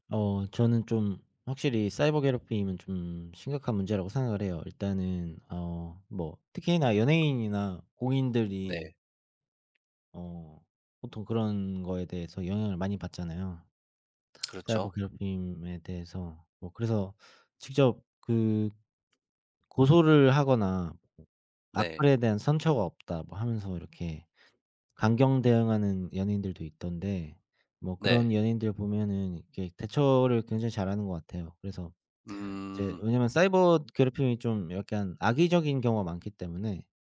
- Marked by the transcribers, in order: other background noise; tapping
- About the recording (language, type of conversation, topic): Korean, unstructured, 사이버 괴롭힘에 어떻게 대처하는 것이 좋을까요?